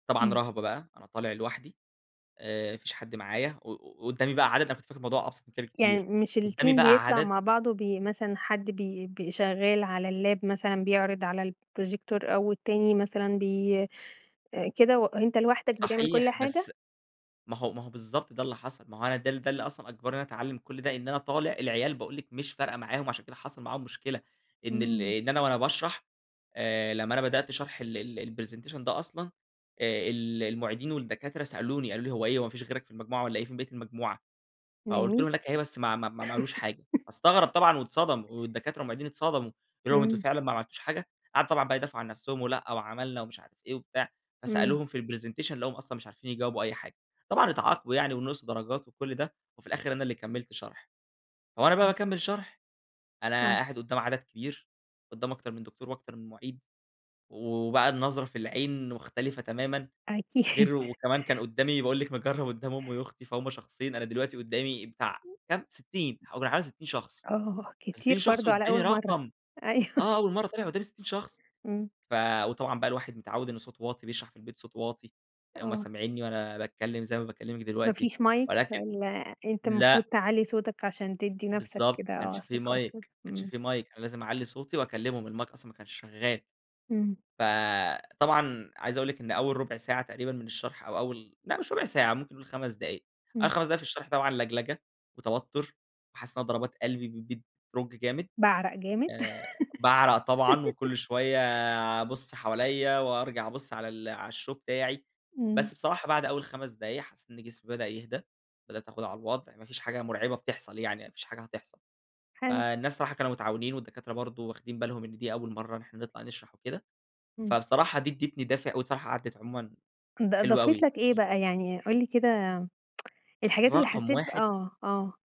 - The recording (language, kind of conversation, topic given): Arabic, podcast, إزاي اتعلمت مهارة جديدة لوحدك وبأي طريقة؟
- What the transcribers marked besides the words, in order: tapping; in English: "الteam"; in English: "اللاب"; in English: "الprojector"; in English: "الpresentation"; chuckle; in English: "الpresentation"; unintelligible speech; laughing while speaking: "أكيد"; other noise; laughing while speaking: "أيوه"; in English: "mic"; in English: "mic"; in English: "mic"; in English: "الmic"; laugh; in English: "الshow"; tsk